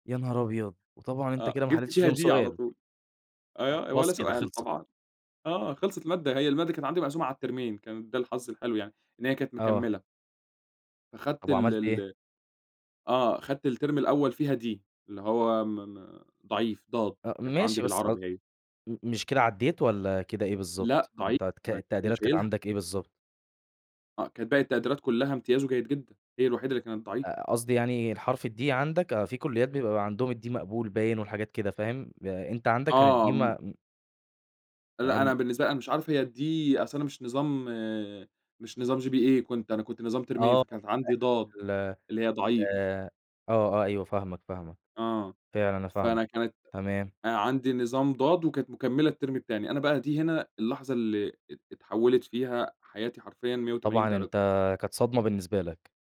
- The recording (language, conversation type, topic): Arabic, podcast, إمتى حصل معاك إنك حسّيت بخوف كبير وده خلّاك تغيّر حياتك؟
- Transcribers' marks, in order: in English: "D"; in English: "الترمين"; in English: "D"; in English: "الD"; in English: "الD"; in English: "الD"; in English: "الD"; in English: "GPA"; unintelligible speech; in English: "ترمين"; in English: "الترم"